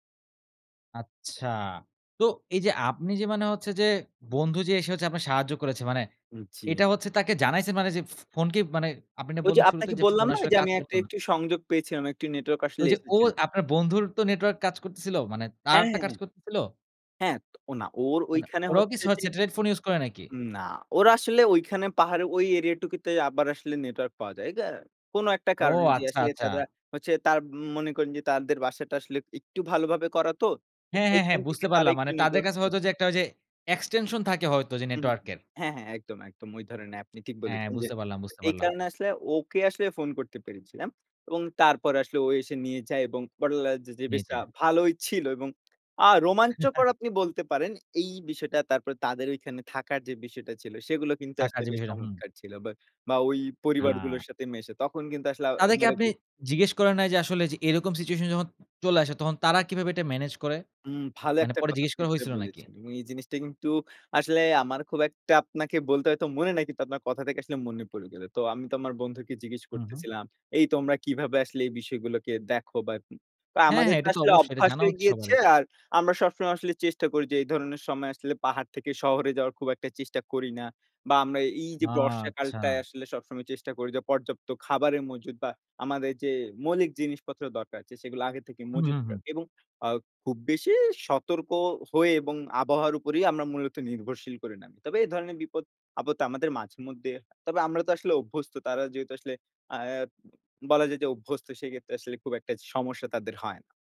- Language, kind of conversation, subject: Bengali, podcast, তোমার জীবনের সবচেয়ে স্মরণীয় সাহসিক অভিযানের গল্প কী?
- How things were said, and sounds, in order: other background noise; tapping; in English: "এক্সটেনশন"; chuckle; in English: "সিচুয়েশন"